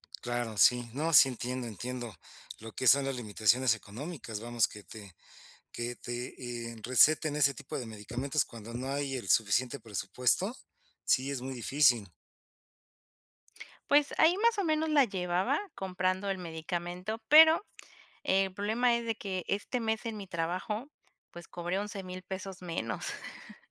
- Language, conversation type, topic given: Spanish, advice, ¿Cómo puedo comer más saludable con un presupuesto limitado cada semana?
- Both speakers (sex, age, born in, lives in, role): female, 30-34, Mexico, Mexico, user; male, 55-59, Mexico, Mexico, advisor
- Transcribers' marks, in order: tapping; chuckle